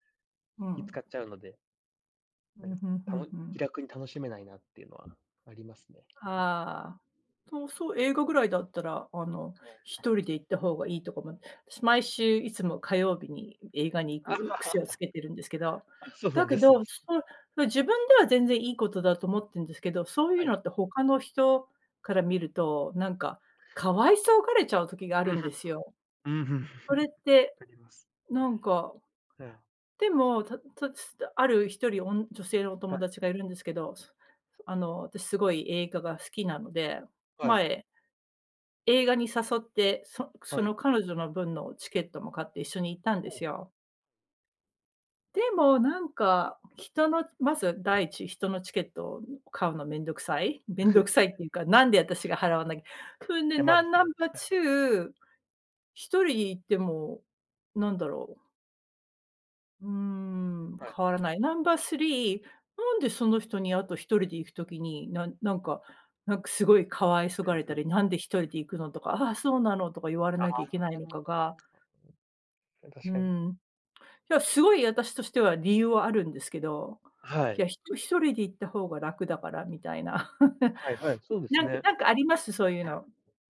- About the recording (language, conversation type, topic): Japanese, unstructured, 最近、自分が成長したと感じたことは何ですか？
- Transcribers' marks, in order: other background noise; tapping; laugh; chuckle; in English: "チケット"; chuckle; put-on voice: "ナンバートゥー"; in English: "ナンバートゥー"; in English: "ナンバースリー"; laugh